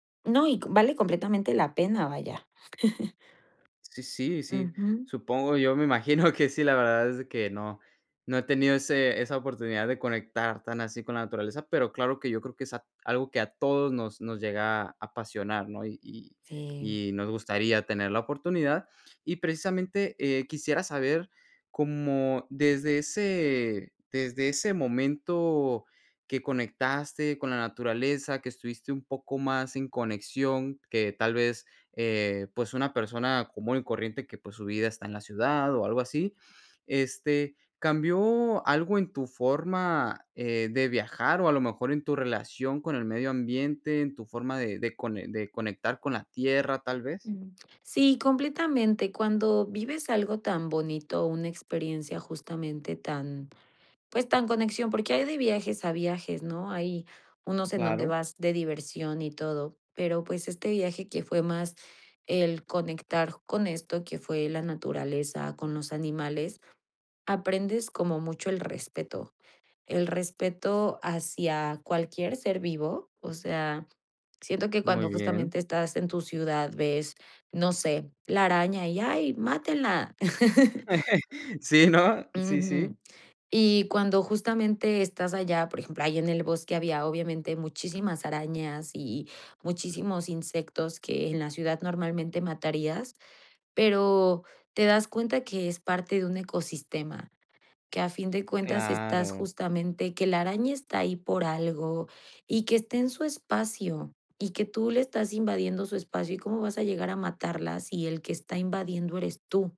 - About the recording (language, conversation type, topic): Spanish, podcast, ¿En qué viaje sentiste una conexión real con la tierra?
- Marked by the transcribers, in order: chuckle; laughing while speaking: "que sí"; other background noise; chuckle; tapping